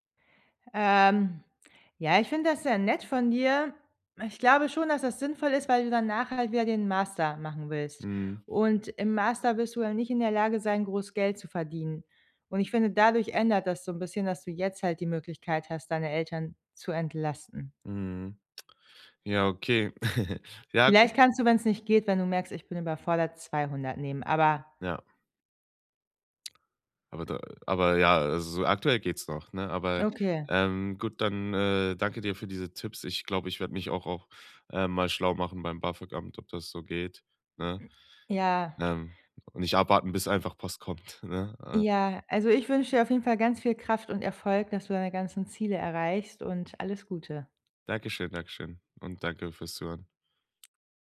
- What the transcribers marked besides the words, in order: chuckle; lip smack; other background noise; laughing while speaking: "kommt"
- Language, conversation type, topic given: German, advice, Wie kann ich meine Schulden unter Kontrolle bringen und wieder finanziell sicher werden?